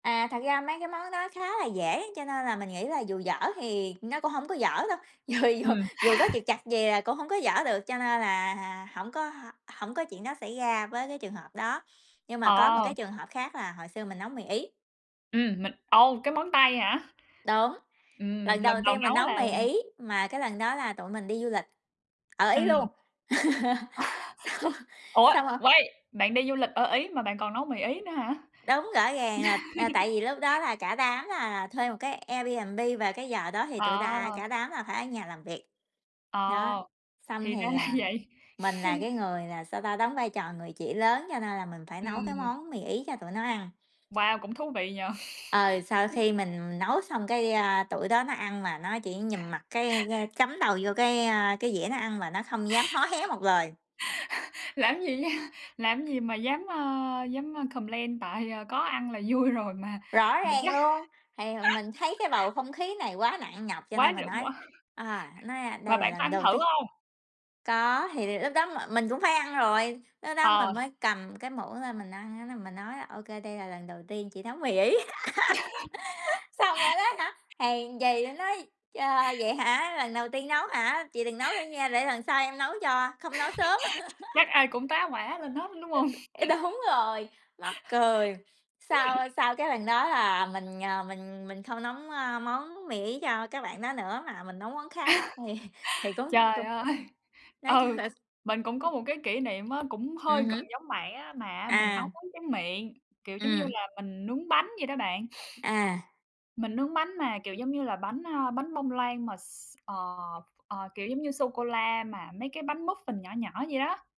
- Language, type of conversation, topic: Vietnamese, unstructured, Món ăn nào bạn thường nấu khi có khách đến chơi?
- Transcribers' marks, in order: tapping; laughing while speaking: "dù dù"; other background noise; "ồ" said as "ầu"; laugh; laughing while speaking: "Xong"; in English: "wait"; unintelligible speech; laugh; in English: "Airbnb"; laughing while speaking: "là"; chuckle; laugh; laughing while speaking: "Làm gì d"; in English: "complain"; laughing while speaking: "tại, à"; laughing while speaking: "vui rồi mà mà chắc"; chuckle; laughing while speaking: "quá"; giggle; laugh; giggle; laughing while speaking: "Ê, đúng rồi"; laughing while speaking: "hông?"; chuckle; unintelligible speech; "nấu" said as "nống"; chuckle; laughing while speaking: "ơi! Ừ"; laughing while speaking: "thì"; unintelligible speech; unintelligible speech; in English: "muffin"